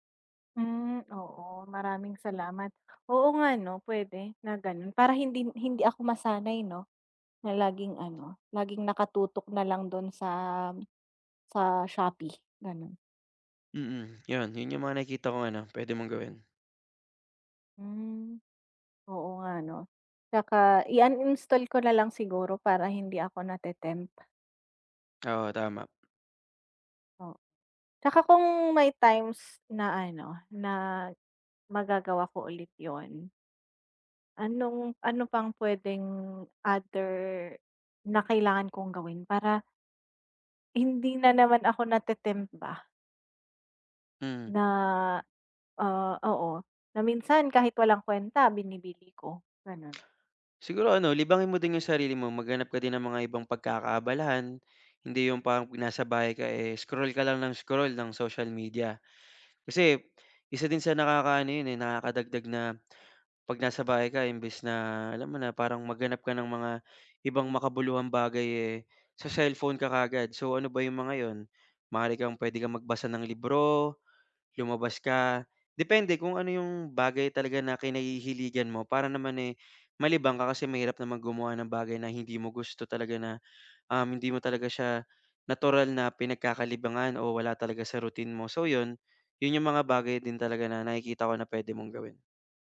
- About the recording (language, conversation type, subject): Filipino, advice, Paano ko mapipigilan ang impulsibong pamimili sa araw-araw?
- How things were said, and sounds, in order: other background noise; tapping